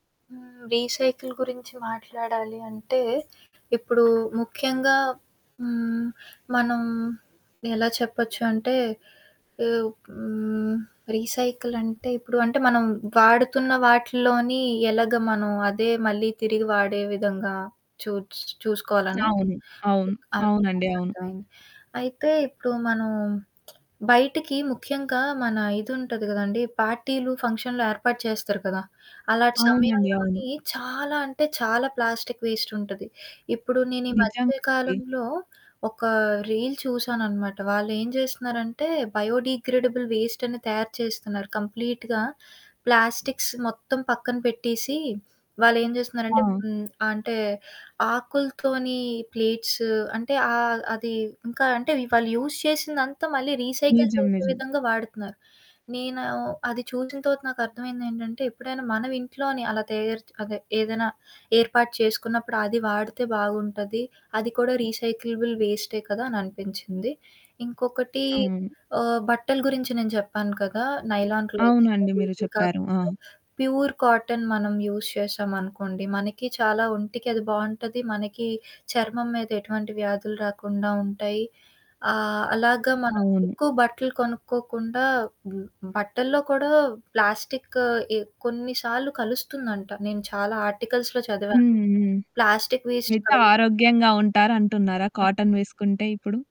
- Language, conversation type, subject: Telugu, podcast, ప్లాస్టిక్ వాడకాన్ని తగ్గించేందుకు సులభంగా పాటించగల మార్గాలు ఏమేమి?
- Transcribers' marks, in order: static; in English: "రీసైకిల్"; other background noise; distorted speech; lip smack; in English: "రీల్"; in English: "బయోడీగ్రేడబుల్"; in English: "కంప్లీట్‌గా ప్లాస్టిక్స్"; in English: "ప్లేట్స్"; in English: "యూజ్"; in English: "రీసైకిల్"; in English: "రీసైకలబుల్"; in English: "నైలాన్ క్లోత్స్"; in English: "ప్యూర్ కాటన్"; in English: "యూజ్"; in English: "ఆర్టికల్స్‌లో"; in English: "వేస్ట్"; in English: "కాటన్"